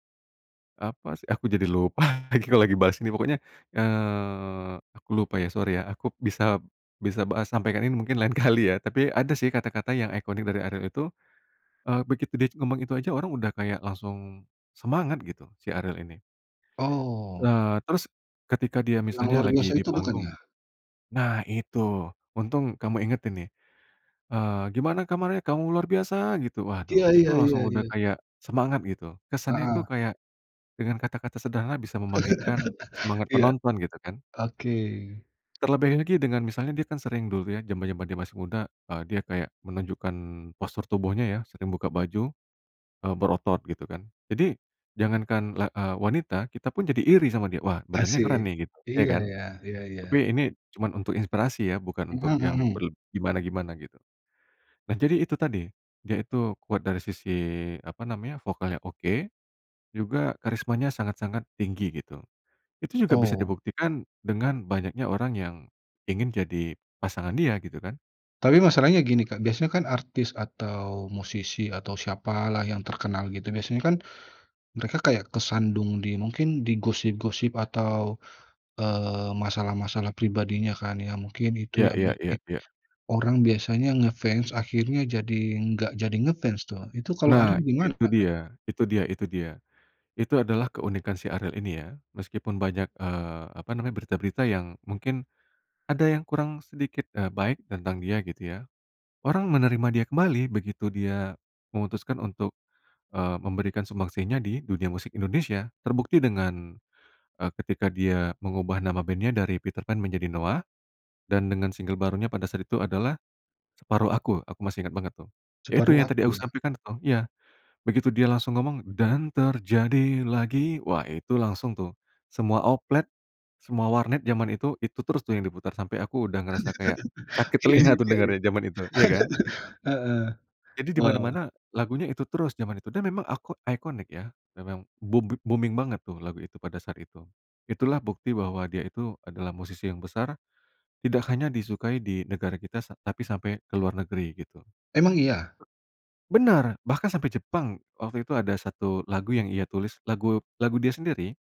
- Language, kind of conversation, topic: Indonesian, podcast, Siapa musisi lokal favoritmu?
- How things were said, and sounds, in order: laughing while speaking: "lupa lagi"; laughing while speaking: "lain kali ya"; chuckle; other background noise; singing: "dan terjadi lagi"; chuckle; laughing while speaking: "Iya juga ya"; chuckle; in English: "booming"